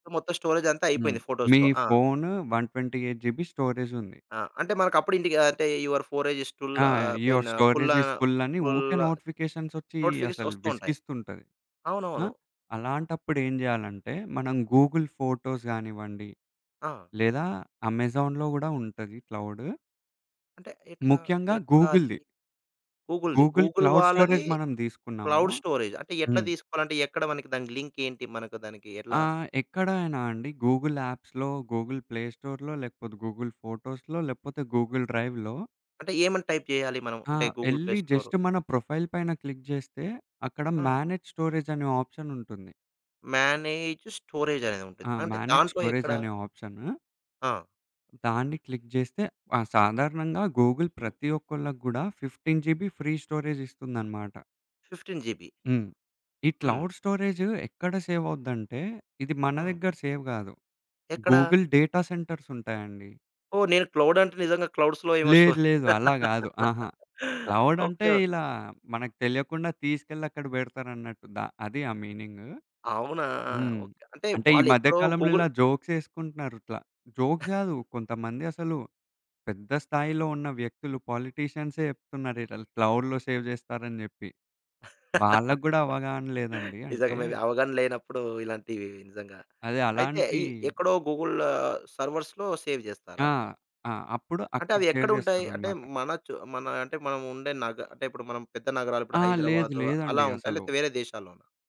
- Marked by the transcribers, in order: in English: "ఫోటోస్‌తో"; in English: "వన్ ట్వెంటీ ఎయిట్"; tapping; in English: "యువర్"; in English: "యువర్ స్టోరేజ్ ఇస్"; in English: "నోటిఫికేషన్"; in English: "గూగుల్ ఫోటోస్"; in English: "గూగుల్‌ది"; in English: "గూగుల్‌ది. గూగుల్"; other background noise; in English: "గూగుల్ క్లౌడ్ స్టోరేజ్"; in English: "క్లౌడ్ స్టోరేజ్"; in English: "గూగుల్ యాప్స్‌లో, గూగుల్ ప్లే స్టోర్‌లో"; in English: "గూగుల్ ఫోటోస్‌లో"; in English: "గూగుల్ డ్రైవ్‌లో"; in English: "టైప్"; in English: "గూగుల్ ప్లే"; in English: "ప్రొఫైల్"; in English: "క్లిక్"; in English: "మేనేజ్"; in English: "మేనేజ్"; in English: "మేనేజ్"; in English: "క్లిక్"; in English: "గూగుల్"; in English: "ఫిఫ్టీన్"; in English: "ఫ్రీ స్టోరేజ్"; in English: "ఫిఫ్టీన్ జీబీ"; in English: "క్లౌడ్ స్టోరేజ్"; in English: "సేవ్"; in English: "సేవ్"; in English: "గూగుల్ డేటా సెంటర్స్"; in English: "క్లౌడ్"; in English: "క్లౌడ్స్‌లో"; in English: "క్లౌడ్"; laugh; in English: "మీనింగ్"; in English: "జోక్స్"; in English: "గూగుల్"; in English: "జోక్స్"; cough; in English: "క్లౌడ్‌లో సేవ్"; chuckle; in English: "మేబీ"; in English: "గూగుల్ సర్వర్స్‌లో సేవ్"; in English: "సేవ్"
- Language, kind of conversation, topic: Telugu, podcast, క్లౌడ్ నిల్వను ఉపయోగించి ఫైళ్లను సజావుగా ఎలా నిర్వహిస్తారు?